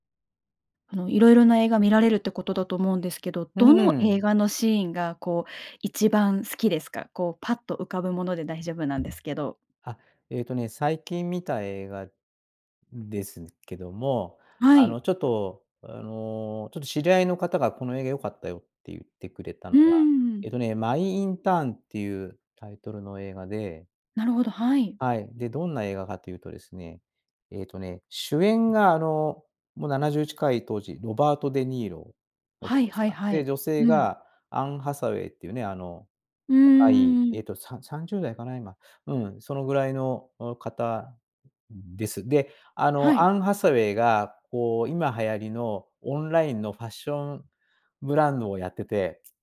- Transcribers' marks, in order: other noise; tapping
- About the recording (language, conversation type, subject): Japanese, podcast, どの映画のシーンが一番好きですか？